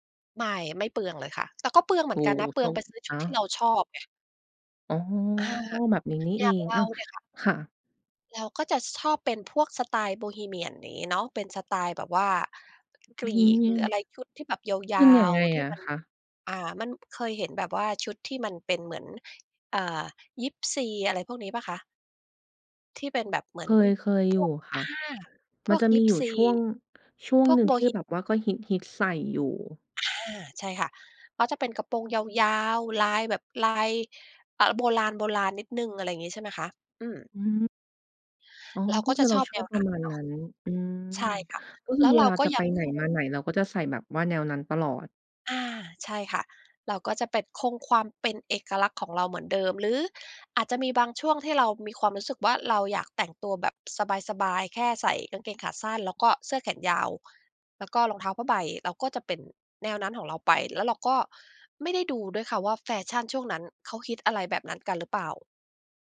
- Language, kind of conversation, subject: Thai, podcast, สื่อสังคมออนไลน์มีผลต่อการแต่งตัวของคุณอย่างไร?
- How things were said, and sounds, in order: tapping